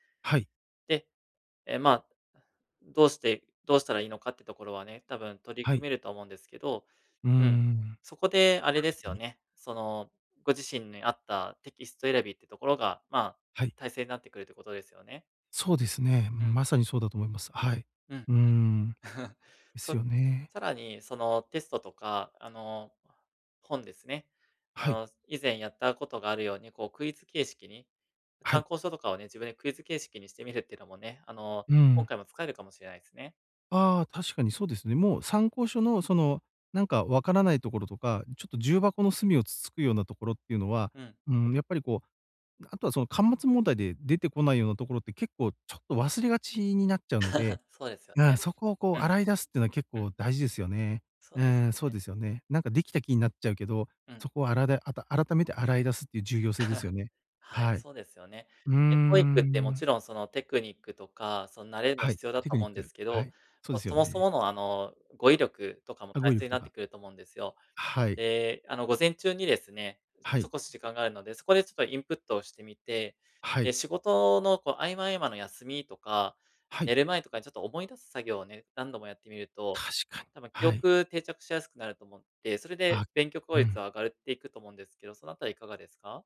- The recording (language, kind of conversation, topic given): Japanese, advice, 大きな目標を具体的な小さな行動に分解するにはどうすればよいですか？
- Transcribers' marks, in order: "大切" said as "たいせい"; chuckle; chuckle; chuckle; other background noise; other noise